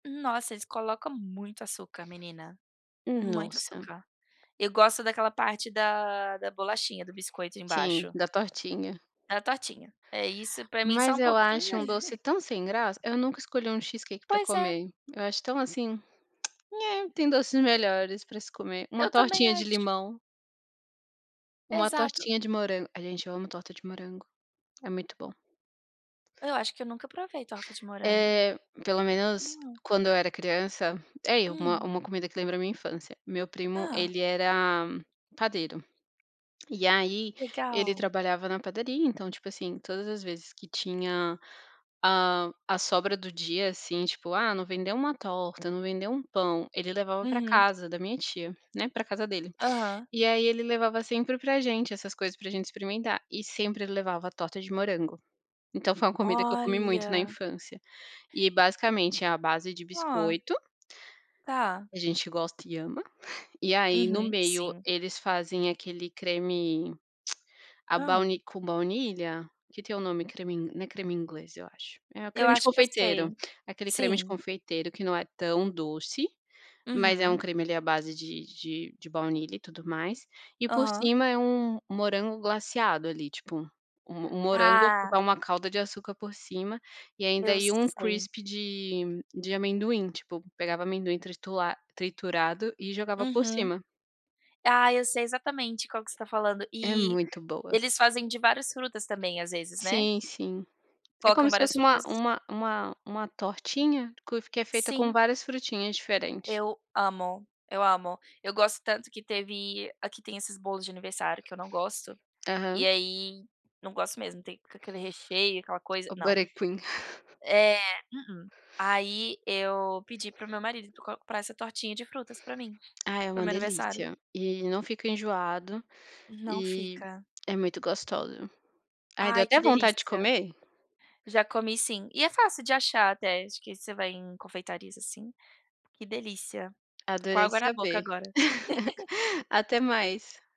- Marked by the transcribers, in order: tapping; chuckle; tongue click; other noise; chuckle; tongue click; in English: "crispy"; in English: "butter cream"; chuckle; unintelligible speech; chuckle
- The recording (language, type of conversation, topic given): Portuguese, unstructured, Qual comida te lembra a sua infância?